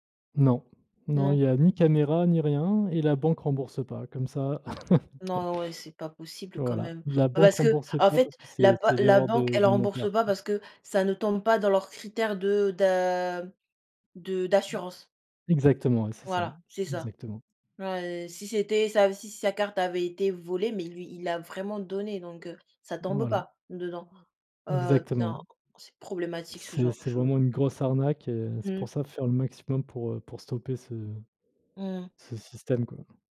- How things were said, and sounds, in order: chuckle; tapping; other background noise
- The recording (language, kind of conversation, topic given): French, unstructured, Comment réagir quand on se rend compte qu’on s’est fait arnaquer ?